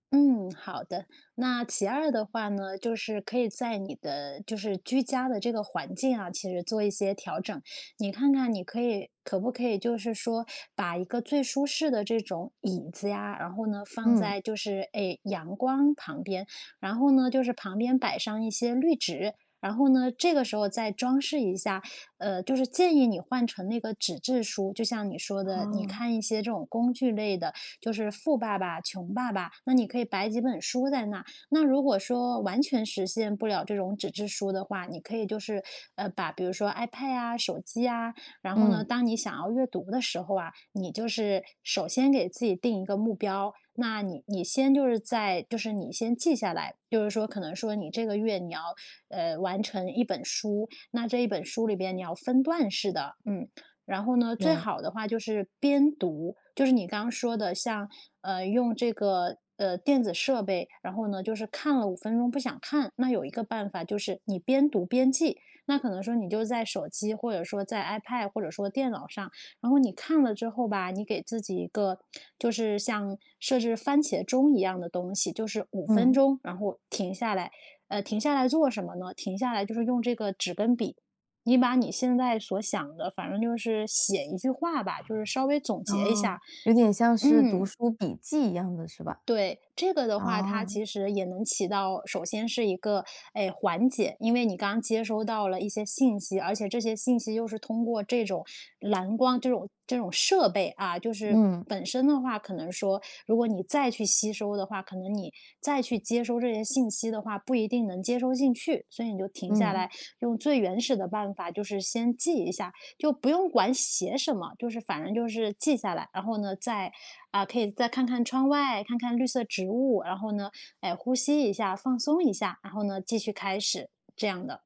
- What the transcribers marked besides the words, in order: other background noise; tapping
- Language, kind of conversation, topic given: Chinese, advice, 读书时总是注意力分散，怎样才能专心读书？